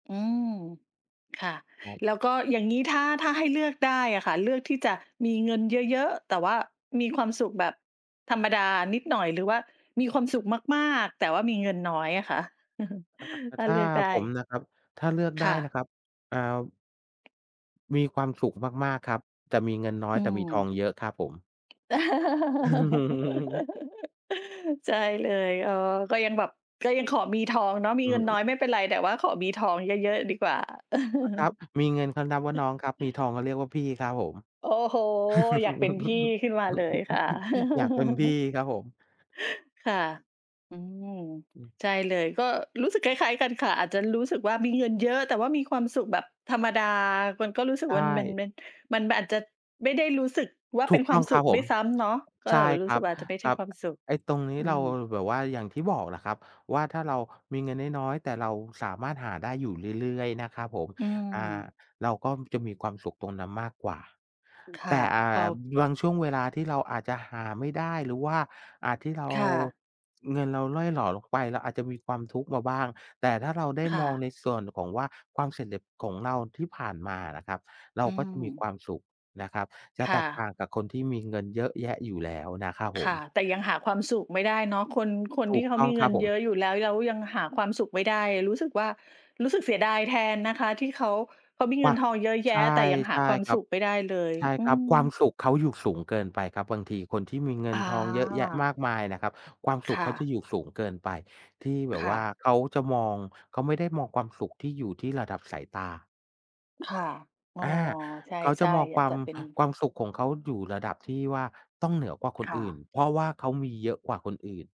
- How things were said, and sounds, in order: chuckle; laugh; chuckle; chuckle; laugh; chuckle; "สำเร็จ" said as "เสียเร็จ"
- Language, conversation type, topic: Thai, unstructured, คุณคิดว่าระหว่างเงินกับความสุข อะไรสำคัญกว่ากัน?